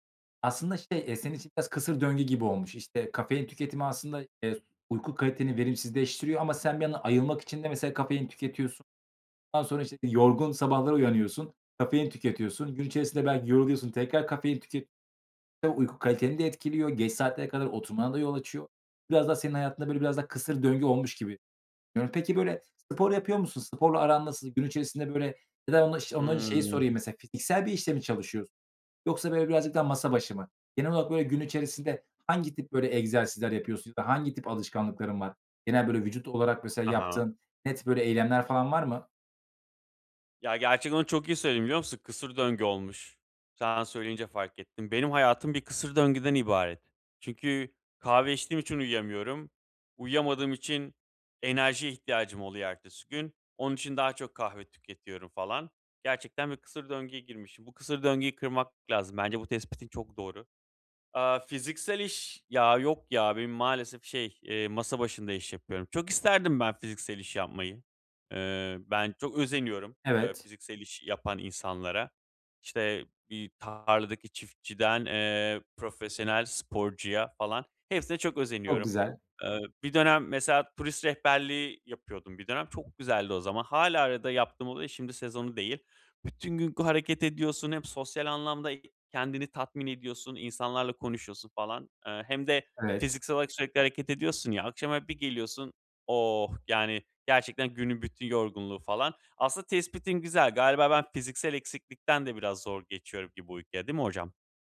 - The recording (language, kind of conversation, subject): Turkish, advice, Yatmadan önce ekran kullanımını azaltmak uykuya geçişimi nasıl kolaylaştırır?
- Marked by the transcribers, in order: unintelligible speech; unintelligible speech; other background noise